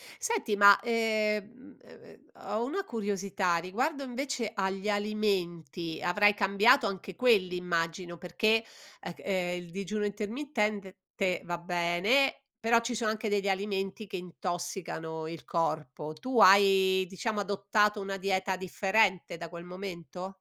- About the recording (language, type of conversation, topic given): Italian, podcast, Quali piccole abitudini hanno migliorato di più la tua salute?
- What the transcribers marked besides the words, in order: none